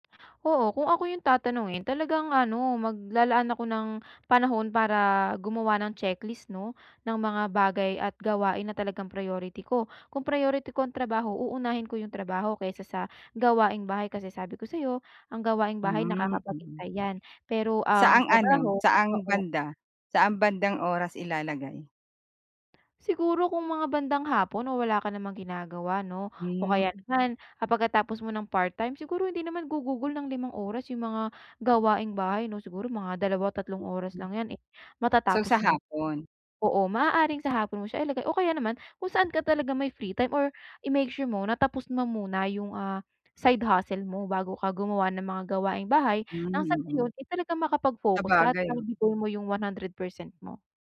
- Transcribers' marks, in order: none
- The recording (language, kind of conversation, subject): Filipino, advice, Paano ako makapagtatakda ng oras para sa malalim na pagtatrabaho?